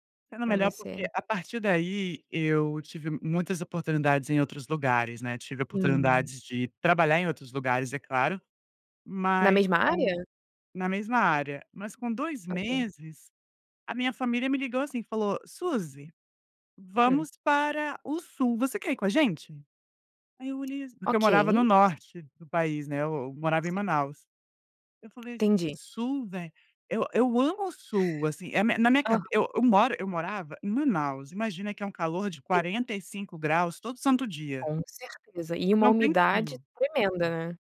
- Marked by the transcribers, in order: tapping
- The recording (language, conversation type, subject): Portuguese, podcast, Quando um plano deu errado, como ele acabou se tornando ainda melhor do que o original?